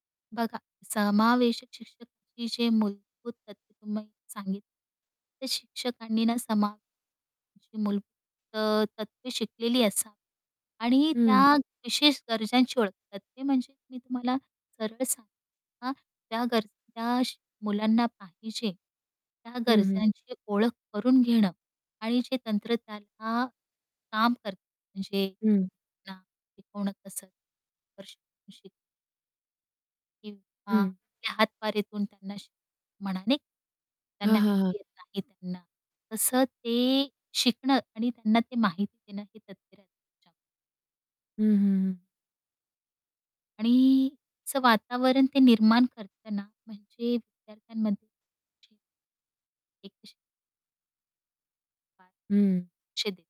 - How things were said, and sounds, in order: distorted speech; other background noise; unintelligible speech; static; unintelligible speech; unintelligible speech; unintelligible speech; unintelligible speech; unintelligible speech; unintelligible speech; unintelligible speech; unintelligible speech
- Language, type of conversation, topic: Marathi, podcast, समावेशक शिक्षण म्हणजे नेमकं काय, आणि ते प्रत्यक्षात कसं राबवायचं?